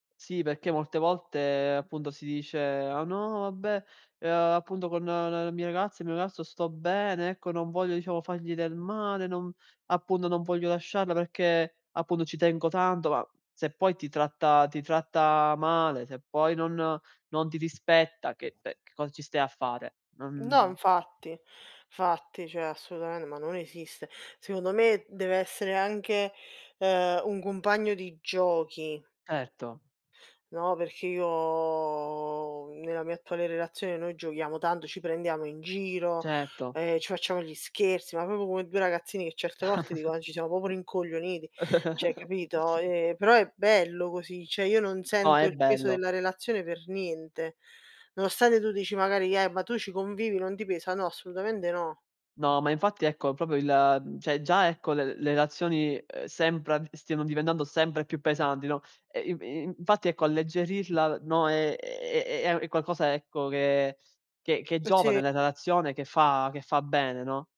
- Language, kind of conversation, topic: Italian, unstructured, Come definiresti una relazione felice?
- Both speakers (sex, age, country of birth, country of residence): female, 30-34, Italy, Italy; male, 20-24, Italy, Italy
- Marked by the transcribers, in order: put-on voice: "Ah no, abbè, ehm, appunto … ci tengo tanto"; "vabbè" said as "abbè"; other background noise; "cioè" said as "ceh"; drawn out: "io"; "proprio" said as "propo"; chuckle; "proprio" said as "propo"; chuckle; "cioè" said as "ceh"; "cioè" said as "ceh"; "proprio" said as "propio"; "cioè" said as "ceh"; "relazioni" said as "lazioni"; "sembra" said as "sempra"; "infatti" said as "nfatti"